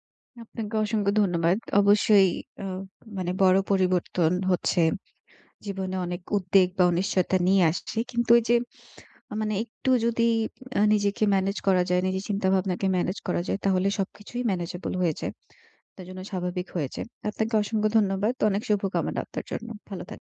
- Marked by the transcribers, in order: none
- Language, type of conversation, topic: Bengali, advice, বড় জীবনের পরিবর্তনের সঙ্গে মানিয়ে নিতে আপনার উদ্বেগ ও অনিশ্চয়তা কেমন ছিল?